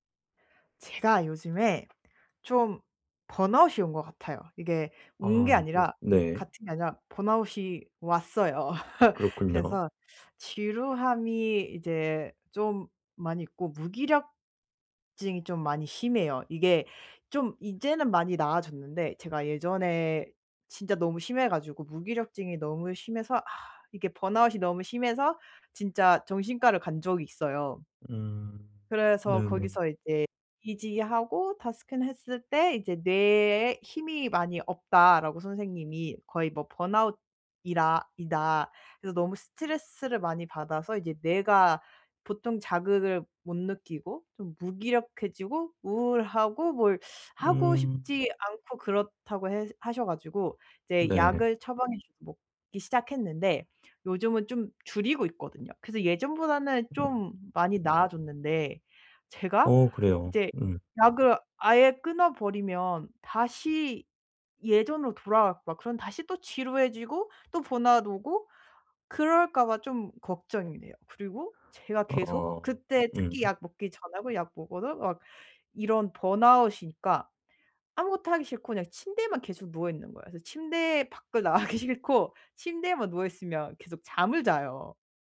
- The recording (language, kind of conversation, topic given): Korean, advice, 요즘 지루함과 번아웃을 어떻게 극복하면 좋을까요?
- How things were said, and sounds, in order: other background noise; laugh; laughing while speaking: "밖을 나가기 싫고"